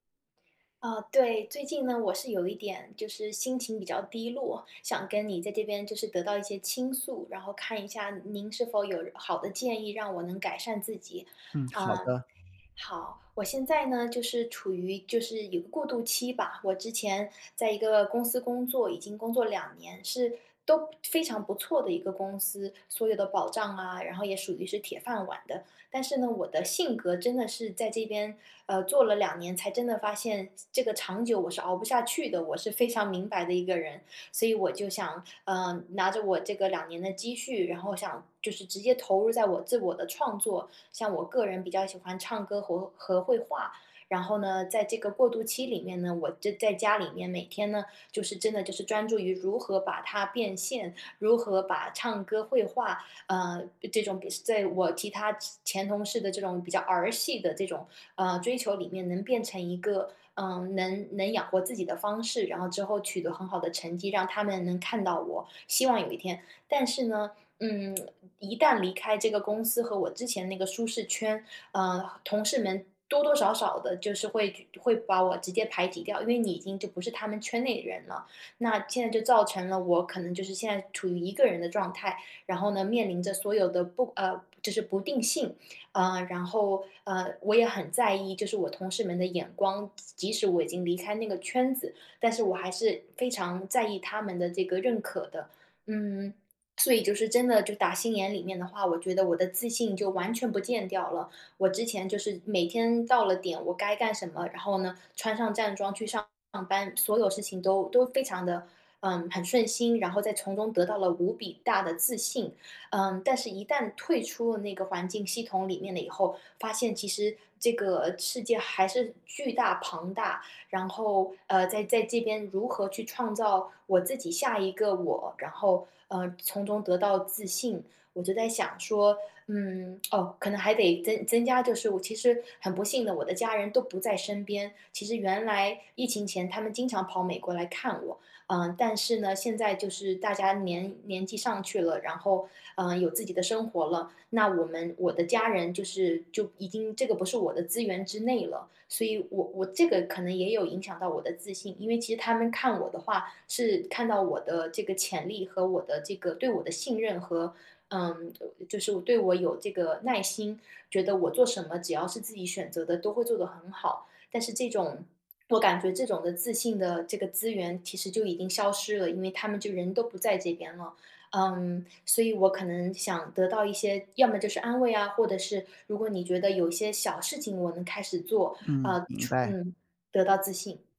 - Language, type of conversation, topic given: Chinese, advice, 我怎样才能重建自信并找到归属感？
- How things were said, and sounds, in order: other background noise